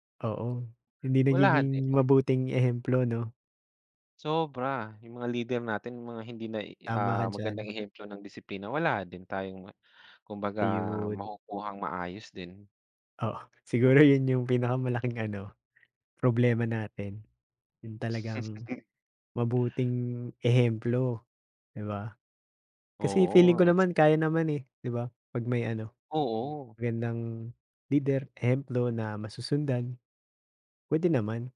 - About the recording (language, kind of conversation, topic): Filipino, unstructured, Ano ang palagay mo tungkol sa kawalan ng disiplina sa mga pampublikong lugar?
- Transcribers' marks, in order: other background noise; tapping; chuckle